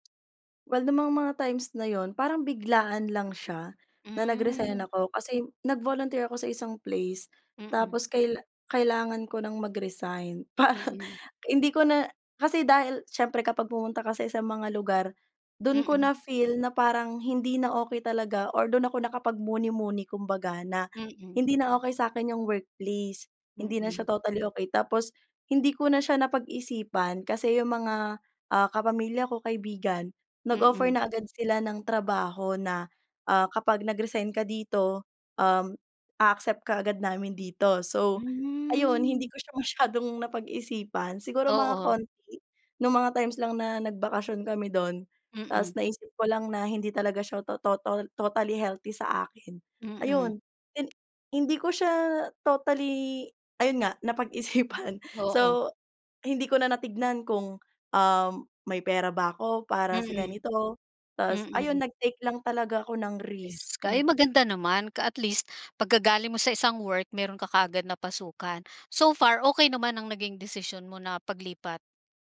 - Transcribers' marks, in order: laughing while speaking: "Parang"; drawn out: "Hmm"; laughing while speaking: "napag-isipan"
- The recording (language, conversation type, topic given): Filipino, podcast, Paano mo malalaman kung kailangan mo nang magbitiw sa trabaho o magpahinga muna?